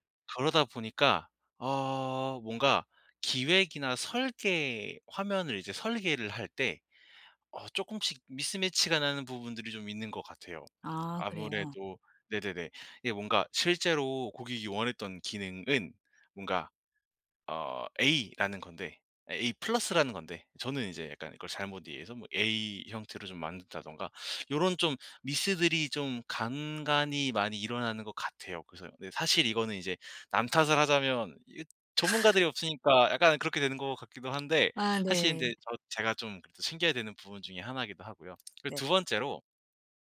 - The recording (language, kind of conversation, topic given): Korean, advice, 실수에서 어떻게 배우고 같은 실수를 반복하지 않을 수 있나요?
- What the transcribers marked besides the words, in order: in English: "미스매치가"; in English: "미스들이"; other background noise